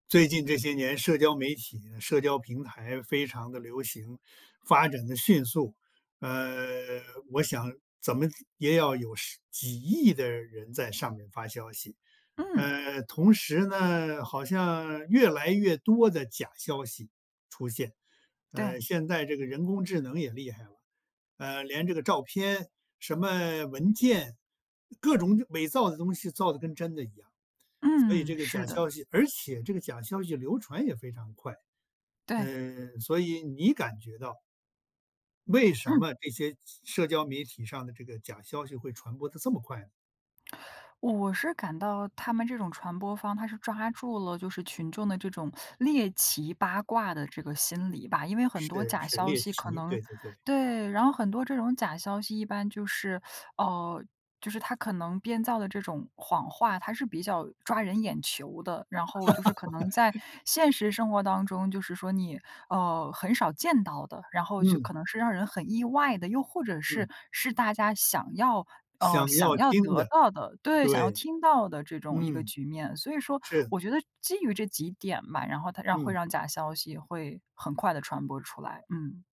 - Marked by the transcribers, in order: teeth sucking; teeth sucking; laugh
- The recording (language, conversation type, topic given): Chinese, podcast, 你认为为什么社交平台上的假消息会传播得这么快？